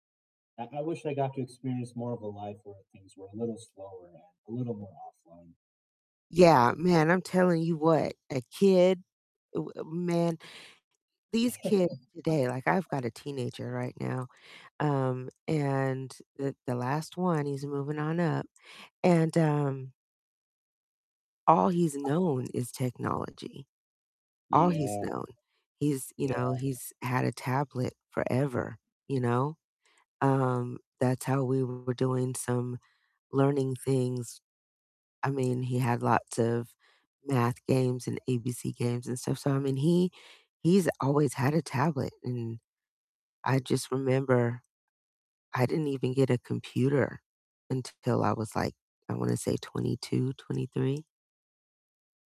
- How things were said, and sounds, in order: distorted speech; other background noise; laugh; background speech
- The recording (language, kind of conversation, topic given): English, unstructured, How do you stay motivated to keep practicing a hobby?
- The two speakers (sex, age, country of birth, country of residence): female, 50-54, United States, United States; male, 30-34, United States, United States